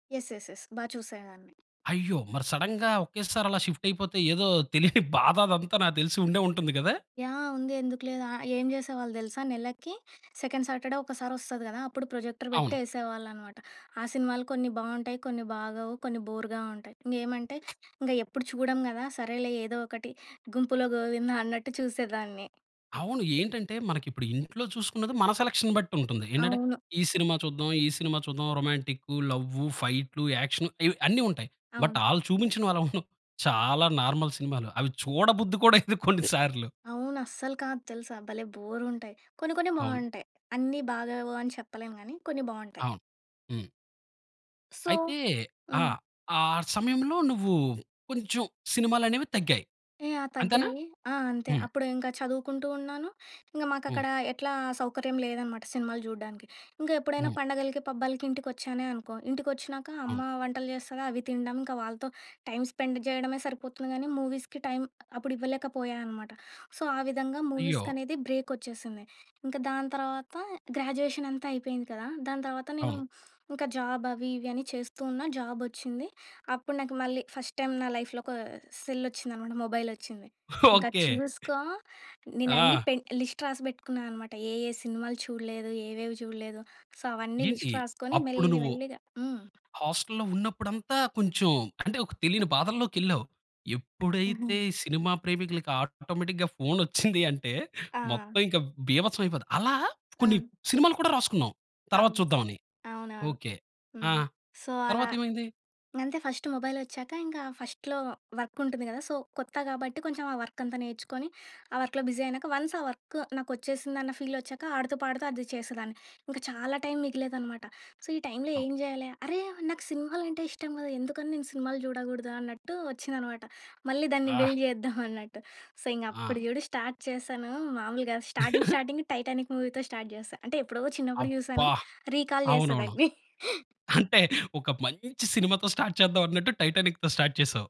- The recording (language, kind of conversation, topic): Telugu, podcast, మధ్యలో వదిలేసి తర్వాత మళ్లీ పట్టుకున్న అభిరుచి గురించి చెప్పగలరా?
- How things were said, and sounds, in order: in English: "యెస్! యెస్! యెస్!"; in English: "సడెన్‌గా"; in English: "షిఫ్ట్"; chuckle; in English: "సెకండ్ సాటర్‌డే"; in English: "ప్రొజెక్టర్"; in English: "బోర్‌గా"; other background noise; in English: "సెలక్షన్"; tapping; in English: "బట్"; chuckle; in English: "నార్మల్"; chuckle; in English: "సో"; in English: "టైమ్ స్పెండ్"; in English: "మూవీస్‌కి"; in English: "సో"; in English: "మూవీస్‌కి"; in English: "బ్రేక్"; in English: "గ్రాడ్యుయేషన్"; in English: "జాబ్"; in English: "జాబ్"; in English: "ఫస్ట్ టైమ్"; in English: "లైఫ్‌లో"; in English: "మొబైల్"; chuckle; in English: "లిస్ట్"; in English: "సో"; in English: "లిస్ట్"; in English: "హాస్టల్‌లో"; in English: "ఆటోమేటిక్‌గా"; in English: "సో"; in English: "ఫస్ట్ మొబైల్"; in English: "ఫస్ట్‌లో వర్క్"; in English: "సో"; in English: "వర్క్"; in English: "వర్క్‌లో బిజీ"; in English: "వన్స్"; in English: "వర్క్"; in English: "ఫీల్"; in English: "సో"; in English: "బిల్డ్"; in English: "సో"; in English: "స్టార్ట్"; in English: "స్టార్టింగ్ స్టార్టింగ్"; giggle; in English: "మూవీతో స్టార్ట్"; in English: "రీకాల్"; chuckle; in English: "స్టార్ట్"; in English: "స్టార్ట్"